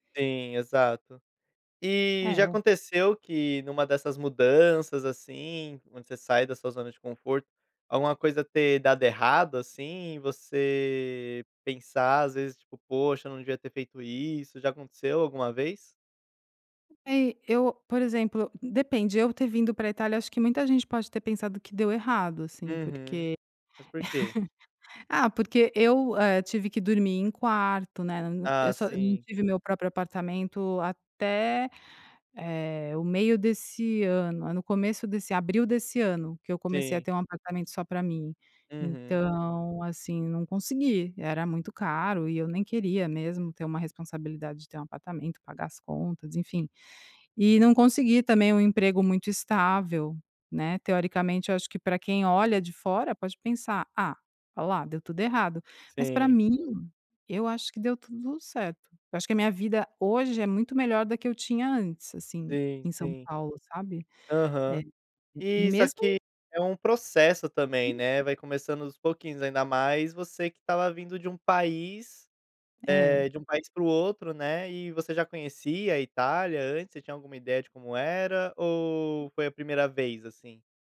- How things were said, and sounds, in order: laugh; other background noise
- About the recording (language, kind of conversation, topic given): Portuguese, podcast, Como você se convence a sair da zona de conforto?